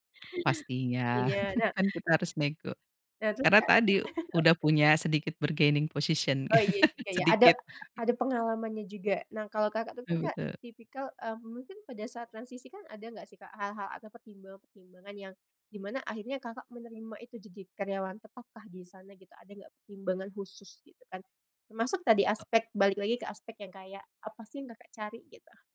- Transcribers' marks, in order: other background noise; chuckle; chuckle; in English: "bargaining position"; laugh; other noise
- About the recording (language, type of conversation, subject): Indonesian, podcast, Kalau boleh jujur, apa yang kamu cari dari pekerjaan?